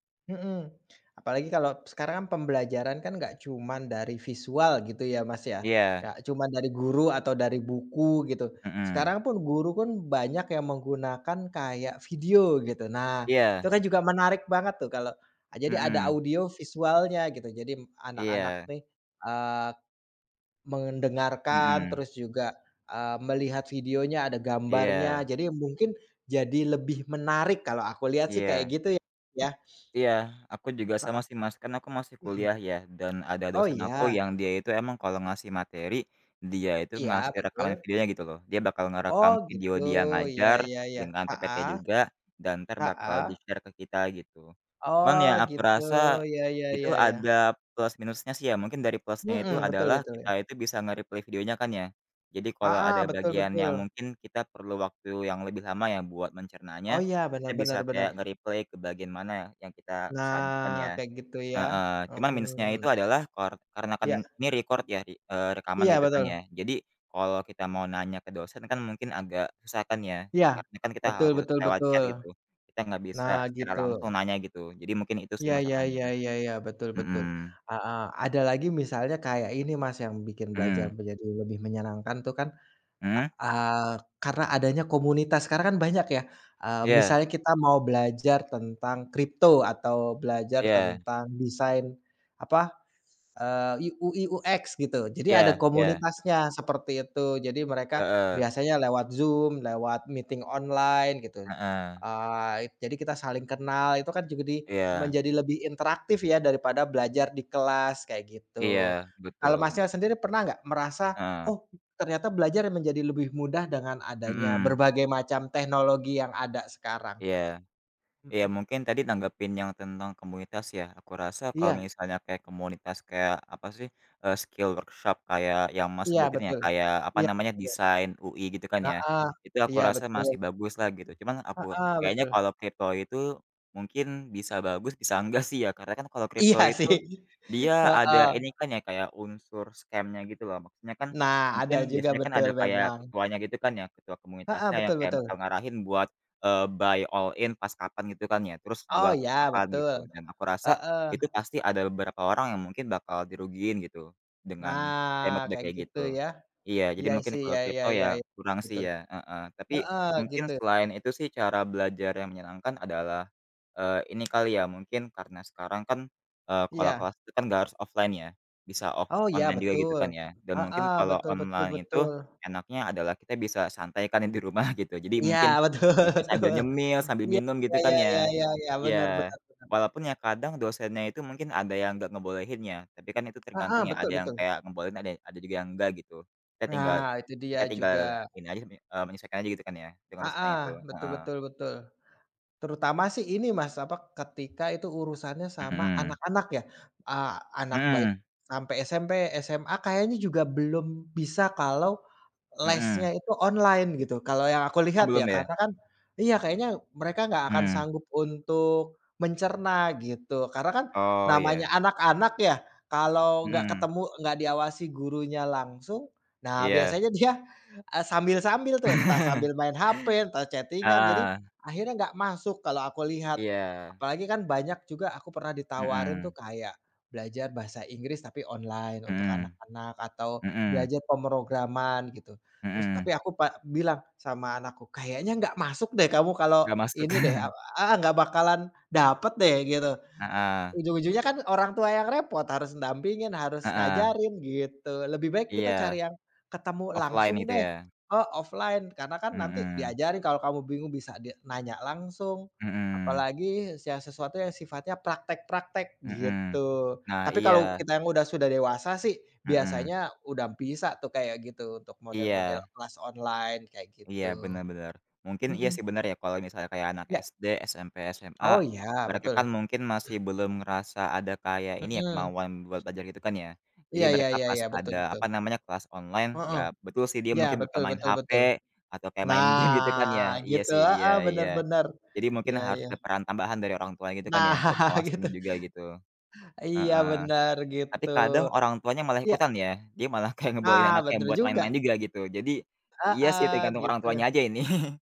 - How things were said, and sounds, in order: in English: "share"; in English: "nge-replay"; in English: "nge-replay"; in English: "record"; in English: "chat"; in English: "meeting"; other background noise; in English: "skill workshop"; laughing while speaking: "Iya sih"; in English: "scam-nya"; in English: "buy all in"; in English: "offline"; laughing while speaking: "betul betul"; tapping; laughing while speaking: "dia"; in English: "chatting-an"; laugh; laugh; in English: "Offline"; drawn out: "Nah"; laughing while speaking: "Nah, gitu"; laugh
- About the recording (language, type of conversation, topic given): Indonesian, unstructured, Bagaimana teknologi dapat membuat belajar menjadi pengalaman yang menyenangkan?